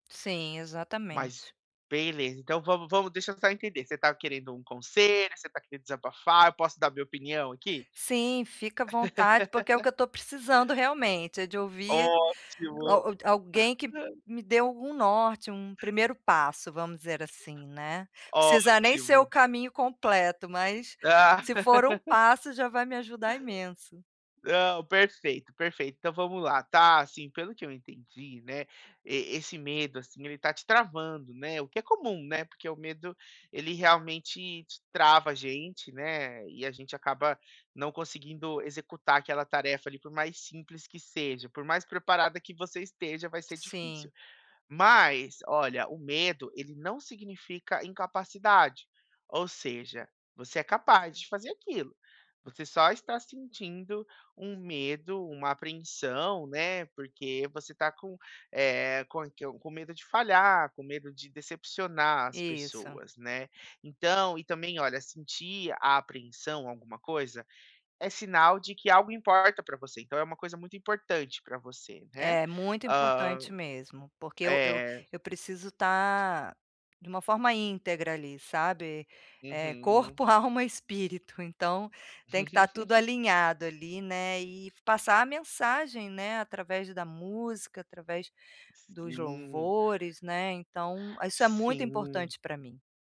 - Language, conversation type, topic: Portuguese, advice, Como posso agir apesar da apreensão e do medo de falhar?
- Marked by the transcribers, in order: laugh; chuckle; laugh; chuckle